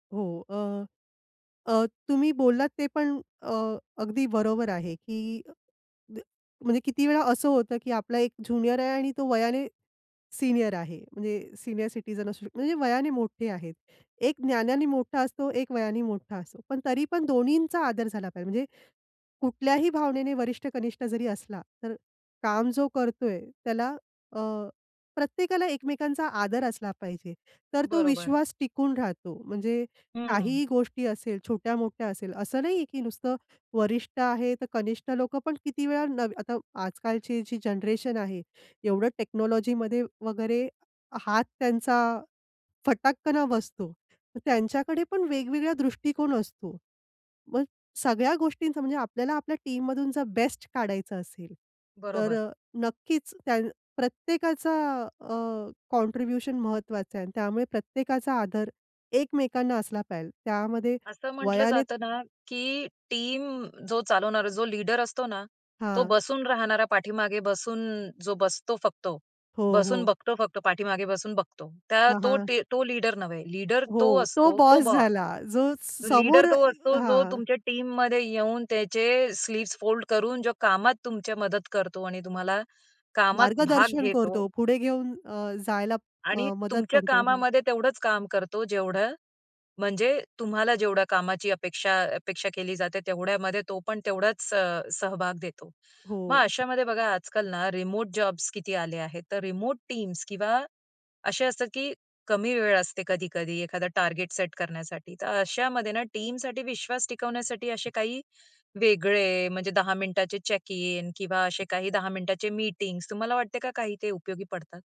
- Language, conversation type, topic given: Marathi, podcast, टीममध्ये विश्वास कसा वाढवता?
- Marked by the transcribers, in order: tapping; other background noise; in English: "टेक्नॉलॉजीमध्ये"; in English: "कॉन्ट्रिब्युशन"; in English: "टीम"; "फक्त" said as "फक्तो"; other noise; in English: "टीममध्ये"; in English: "स्लीव्स फोल्ड"; in English: "टीम्स"; in English: "टीमसाठी"; in English: "चेक इन"